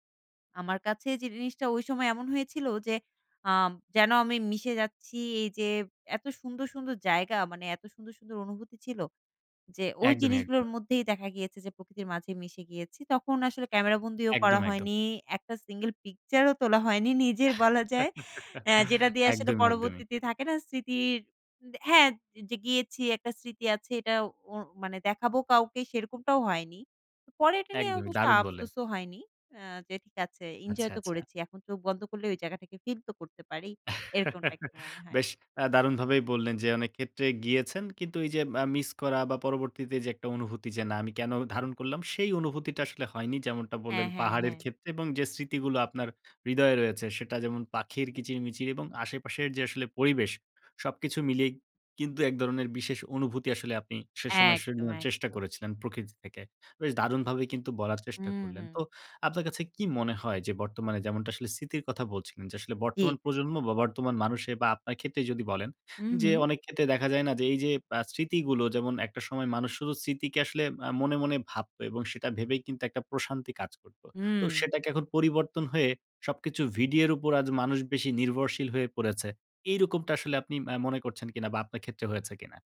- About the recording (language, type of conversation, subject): Bengali, podcast, একটি মুহূর্ত ক্যামেরায় ধরে রাখবেন, নাকি ফোন নামিয়ে সরাসরি উপভোগ করবেন—আপনি কীভাবে সিদ্ধান্ত নেন?
- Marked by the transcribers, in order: laugh; laughing while speaking: "নিজের বলা যায়"; chuckle; unintelligible speech